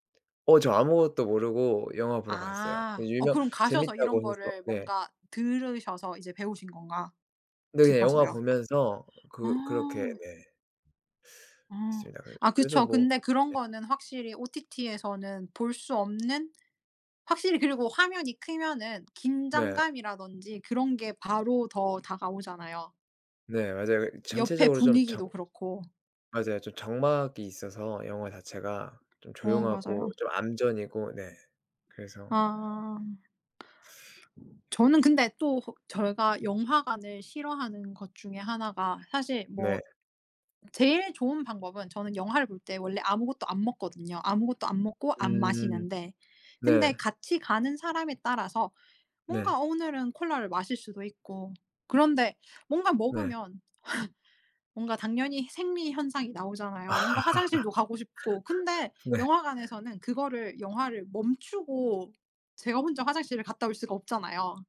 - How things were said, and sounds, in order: tapping; other background noise; unintelligible speech; laugh; laugh
- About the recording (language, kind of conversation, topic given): Korean, unstructured, 영화를 영화관에서 보는 것과 집에서 보는 것 중 어느 쪽이 더 좋으신가요?